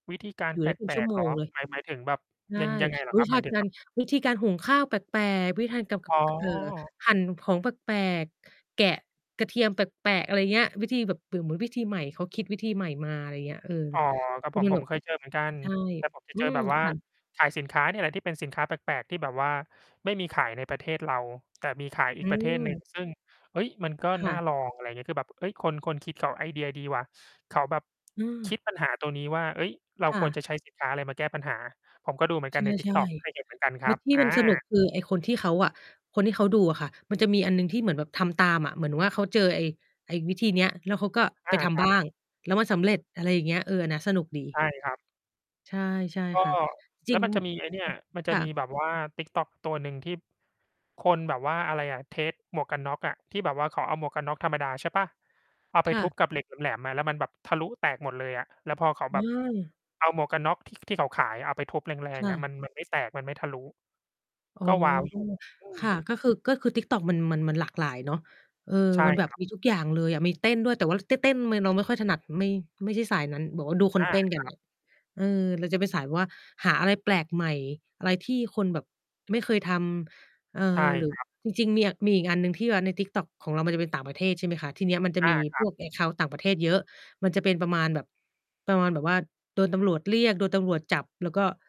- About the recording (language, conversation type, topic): Thai, unstructured, กิจกรรมอะไรที่ทำให้คุณลืมเวลาไปเลย?
- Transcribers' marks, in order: mechanical hum; other background noise; tapping; distorted speech; in English: "เทสต์"; "เลย" said as "เมย"; in English: "แอ็กเคานต์"